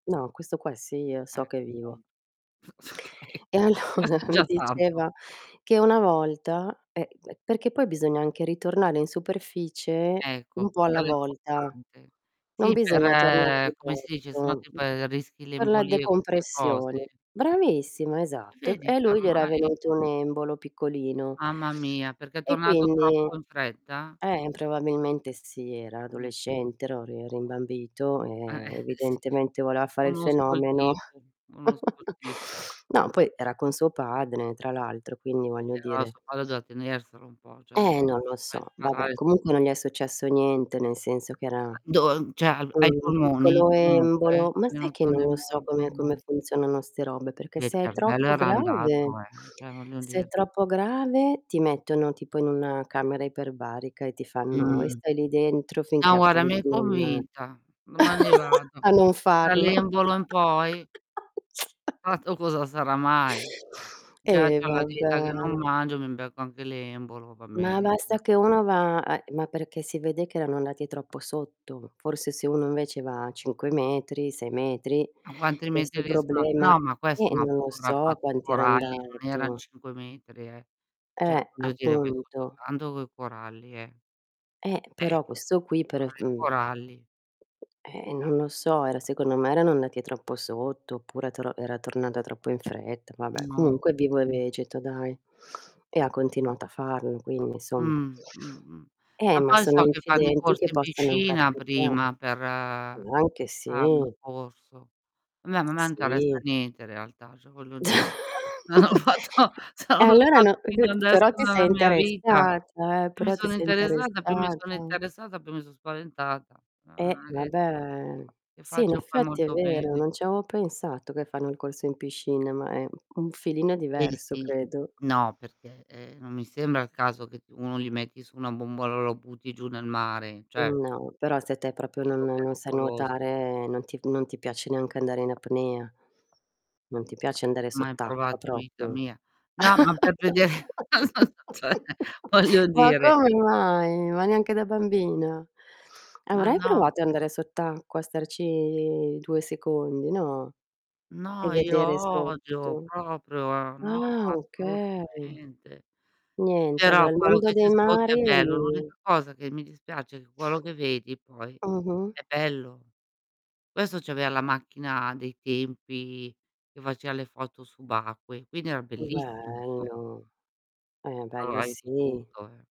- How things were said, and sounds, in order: distorted speech; chuckle; laughing while speaking: "Okay"; laughing while speaking: "allora"; other background noise; tapping; laughing while speaking: "eh, sì"; chuckle; "cioè" said as "ceh"; unintelligible speech; "cioè" said as "ceh"; "il" said as "ir"; "cioè" said as "ceh"; "guarda" said as "guara"; laugh; unintelligible speech; "Cioè" said as "ceh"; drawn out: "per"; chuckle; "cioè" said as "ceh"; laughing while speaking: "non ho fatto se non l'ho fatto"; drawn out: "vabbè"; unintelligible speech; "cioè" said as "ceh"; "proprio" said as "propio"; laughing while speaking: "vede non so s ceh"; "cioè" said as "ceh"; chuckle; laugh; surprised: "Ma come mai? Ma neanche da bambina?"; drawn out: "starci"; unintelligible speech; "c'aveva" said as "avea"; "faceva" said as "facea"; drawn out: "Bello"
- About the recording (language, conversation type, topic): Italian, unstructured, Quale esperienza ti sembra più unica: un volo in parapendio o un’immersione subacquea?